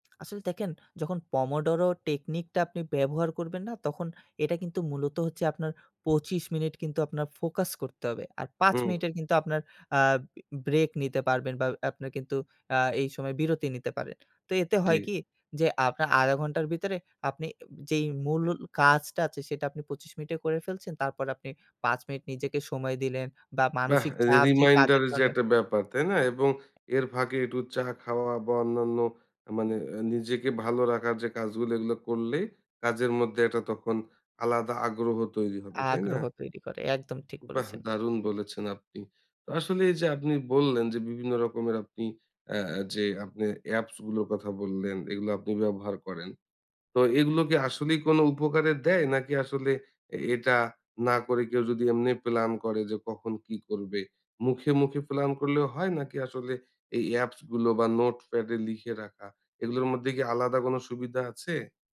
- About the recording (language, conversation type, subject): Bengali, podcast, তুমি কাজের সময় কীভাবে মনোযোগ ধরে রাখো?
- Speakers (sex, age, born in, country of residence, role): male, 25-29, Bangladesh, Bangladesh, guest; male, 30-34, Bangladesh, Bangladesh, host
- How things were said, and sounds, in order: other noise